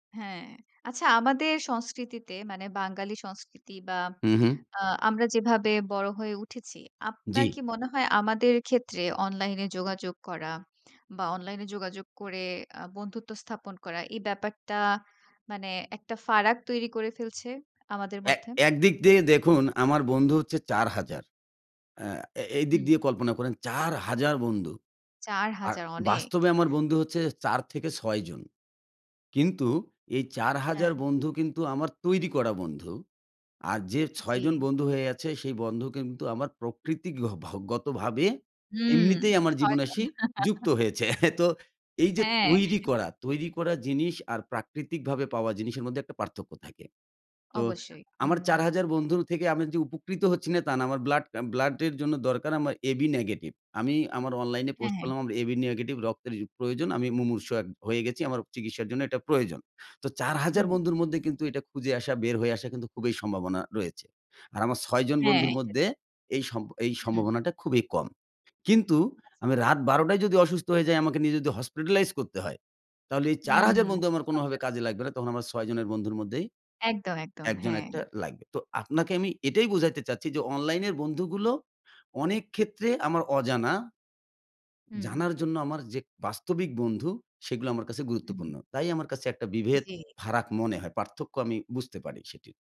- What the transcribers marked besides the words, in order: other noise; surprised: "চার হাজার বন্ধু"; tsk; chuckle; wind; drawn out: "হুম"; laugh; drawn out: "হুম"
- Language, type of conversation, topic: Bengali, podcast, অনলাইনে কারও সঙ্গে পরিচিত হওয়া আর মুখোমুখি পরিচিত হওয়ার মধ্যে আপনি সবচেয়ে বড় পার্থক্যটা কী মনে করেন?